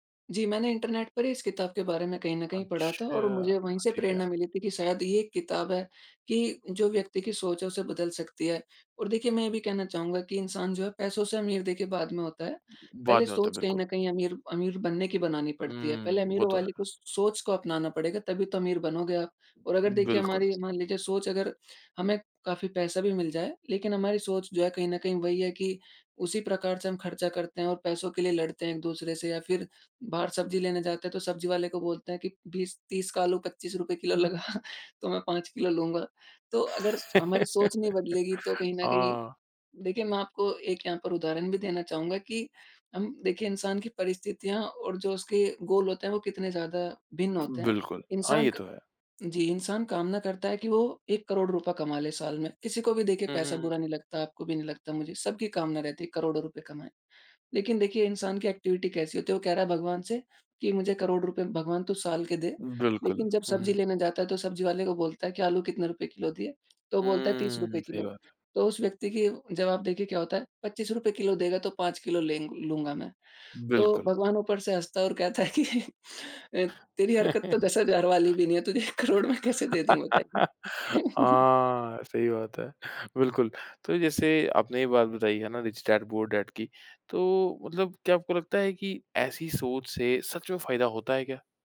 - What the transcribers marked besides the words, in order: laughing while speaking: "लगा"; laugh; in English: "गोल"; in English: "ऐक्टिविटी"; laughing while speaking: "है कि"; chuckle; laughing while speaking: "दस हज़ार"; laughing while speaking: "तुझे करोड़ में कैसे दे दूँ बताइए?"; laugh
- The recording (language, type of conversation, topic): Hindi, podcast, किस किताब या व्यक्ति ने आपकी सोच बदल दी?